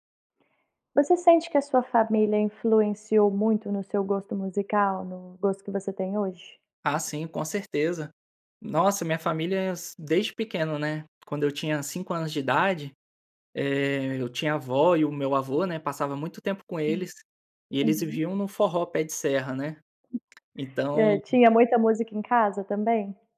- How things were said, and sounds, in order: none
- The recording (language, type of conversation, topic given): Portuguese, podcast, Como sua família influenciou seu gosto musical?